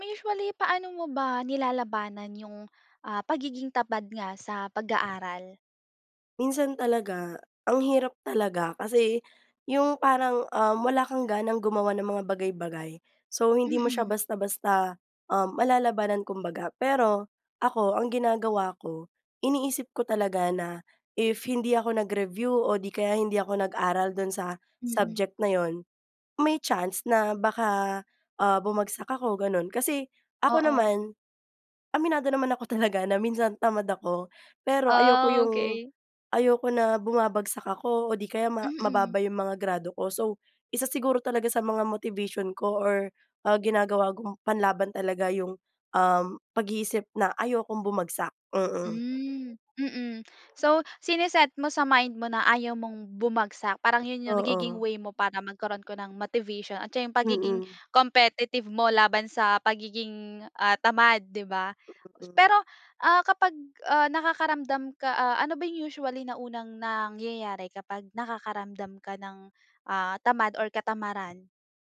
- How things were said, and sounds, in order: wind; laughing while speaking: "talaga"; "kong" said as "gom"; dog barking; in English: "competitive"
- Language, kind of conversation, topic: Filipino, podcast, Paano mo nilalabanan ang katamaran sa pag-aaral?